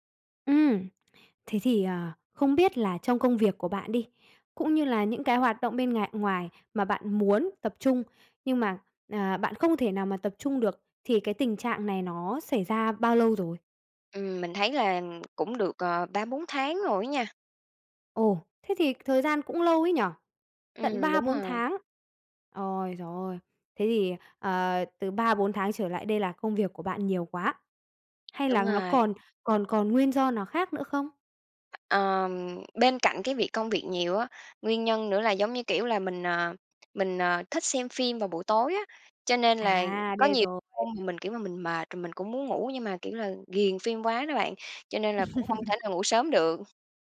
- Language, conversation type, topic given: Vietnamese, advice, Làm thế nào để giảm tình trạng mất tập trung do thiếu ngủ?
- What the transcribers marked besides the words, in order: tapping; other background noise; laugh